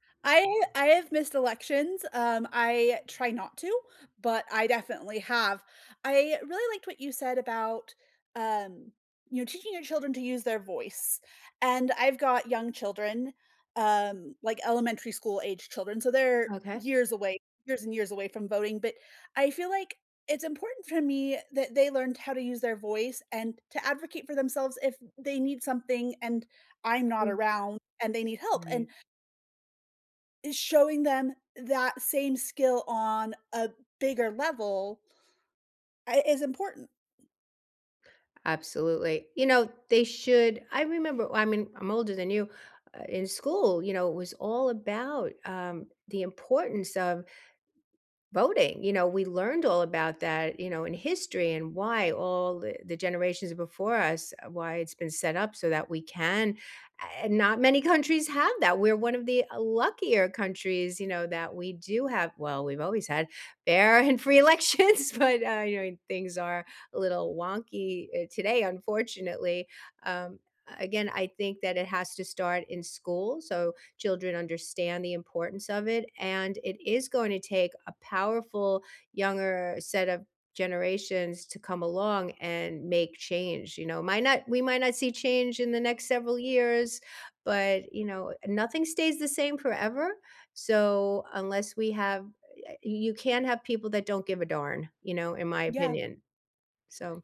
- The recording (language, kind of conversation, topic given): English, unstructured, How important is voting in your opinion?
- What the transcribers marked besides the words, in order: laughing while speaking: "fair and free elections, but, uh"